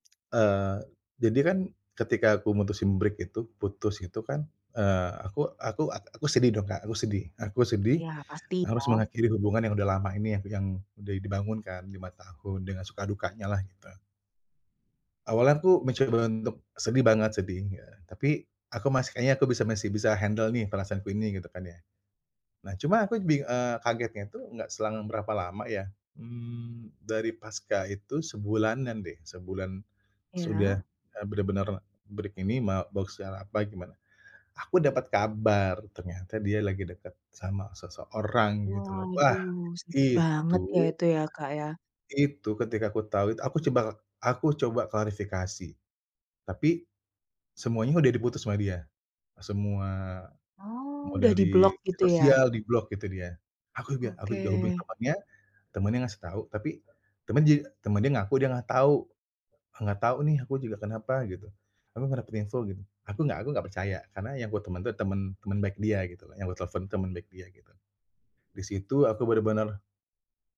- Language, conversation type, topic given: Indonesian, advice, Bagaimana perpisahan itu membuat harga diri kamu menurun?
- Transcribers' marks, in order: in English: "break"; other background noise; in English: "handle"; in English: "break"